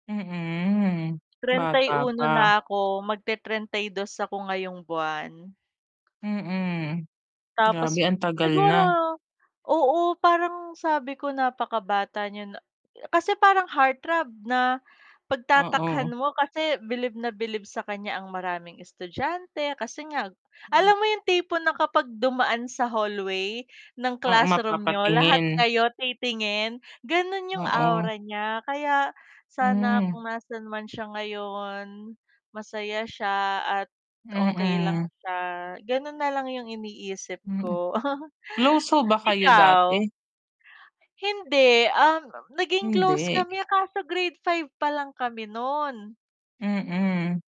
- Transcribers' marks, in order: mechanical hum; static; in English: "heart throb"; tapping; distorted speech; chuckle
- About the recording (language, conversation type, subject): Filipino, unstructured, Paano mo pinananatili ang alaala ng isang mahal sa buhay na pumanaw?